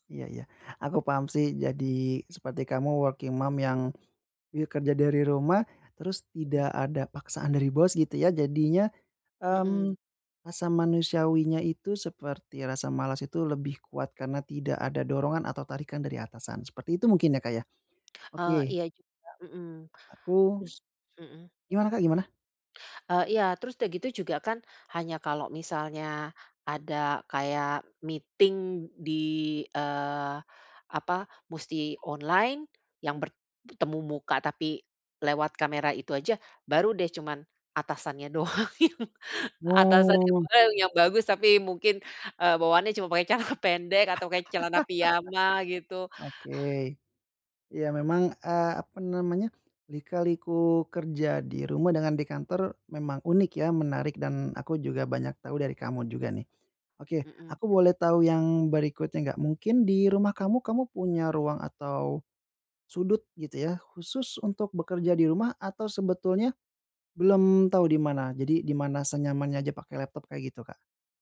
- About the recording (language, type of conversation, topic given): Indonesian, advice, Bagaimana pengalaman Anda bekerja dari rumah penuh waktu sebagai pengganti bekerja di kantor?
- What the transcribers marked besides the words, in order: in English: "working mom"; other background noise; in English: "meeting"; laughing while speaking: "doang yang"; laughing while speaking: "celana"; chuckle